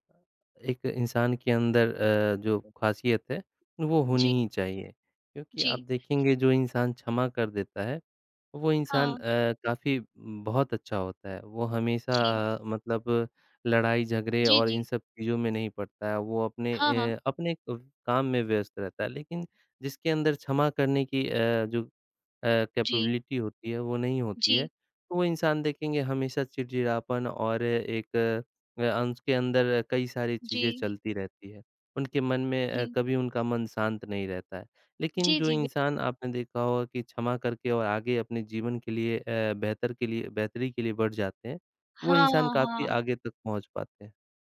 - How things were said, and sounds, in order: in English: "कैपेबिलिटी"; tapping; other background noise
- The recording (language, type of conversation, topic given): Hindi, unstructured, क्या क्षमा करना ज़रूरी होता है, और क्यों?